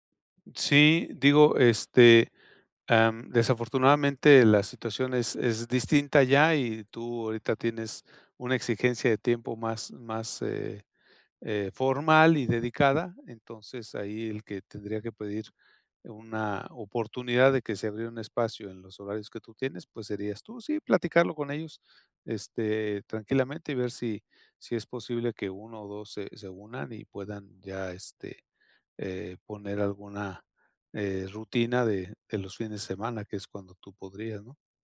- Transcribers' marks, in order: none
- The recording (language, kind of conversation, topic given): Spanish, advice, ¿Cómo puedo hacer tiempo para mis hobbies personales?